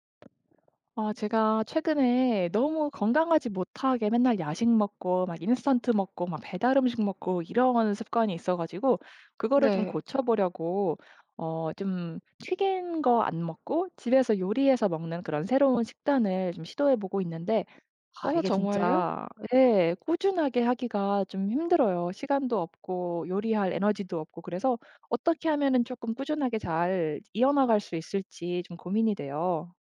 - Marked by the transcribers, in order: other background noise
- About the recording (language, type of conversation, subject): Korean, advice, 새로운 식단(채식·저탄수 등)을 꾸준히 유지하기가 왜 이렇게 힘들까요?